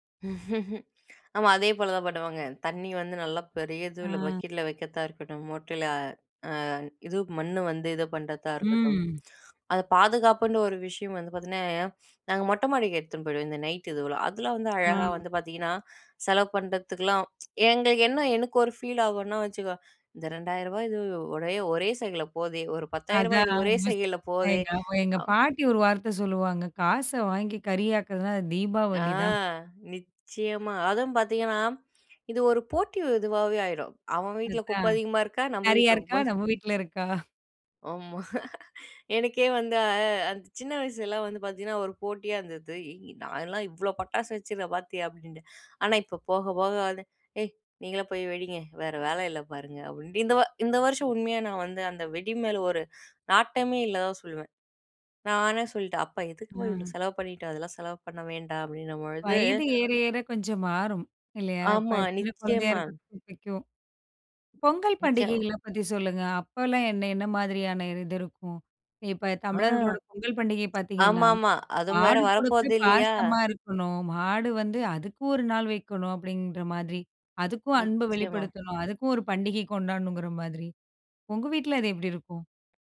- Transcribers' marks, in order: laugh; tsk; other background noise; laugh; tapping
- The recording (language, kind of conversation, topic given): Tamil, podcast, பண்டிகைகள் அன்பை வெளிப்படுத்த உதவுகிறதா?